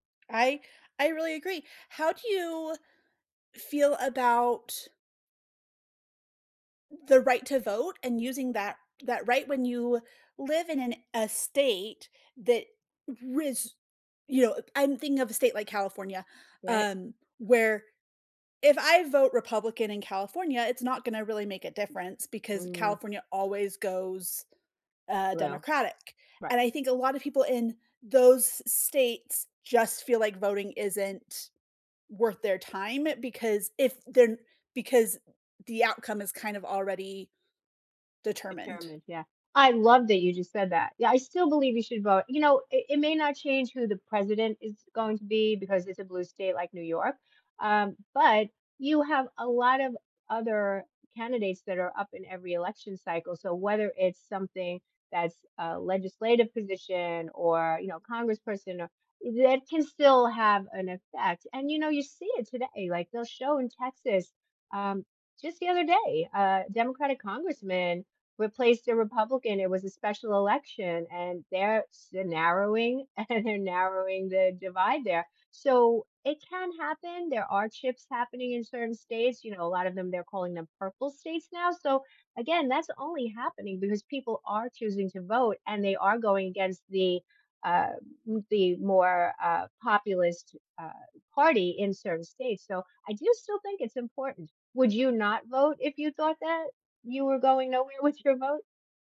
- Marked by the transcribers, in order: tapping; laughing while speaking: "and"; laughing while speaking: "with"
- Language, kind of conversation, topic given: English, unstructured, How important is voting in your opinion?
- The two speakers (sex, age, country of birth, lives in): female, 35-39, United States, United States; female, 65-69, United States, United States